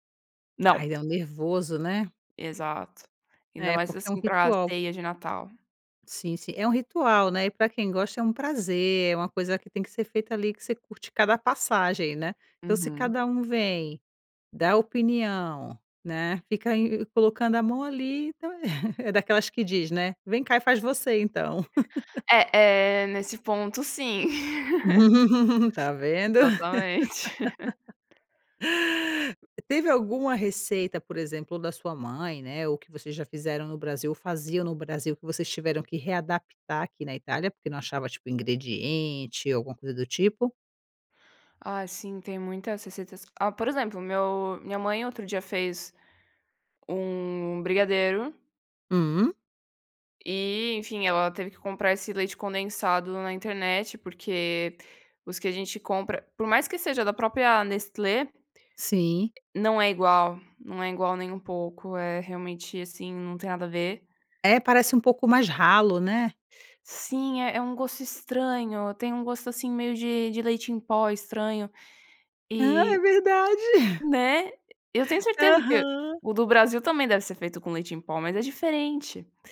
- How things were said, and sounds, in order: laugh; laugh; laugh; laugh; joyful: "Ah, é verdade. Aham"
- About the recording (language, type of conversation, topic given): Portuguese, podcast, Tem alguma receita de família que virou ritual?